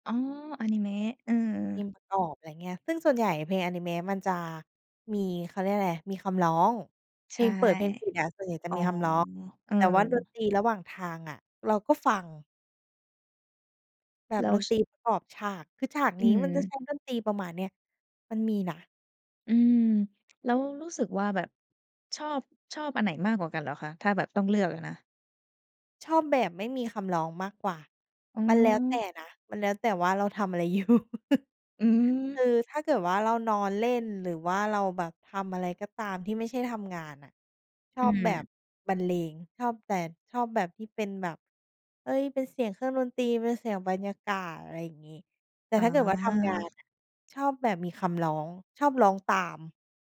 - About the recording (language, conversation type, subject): Thai, podcast, คุณมักค้นพบเพลงใหม่ๆ จากช่องทางไหนมากที่สุด?
- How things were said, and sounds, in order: laughing while speaking: "อยู่"; chuckle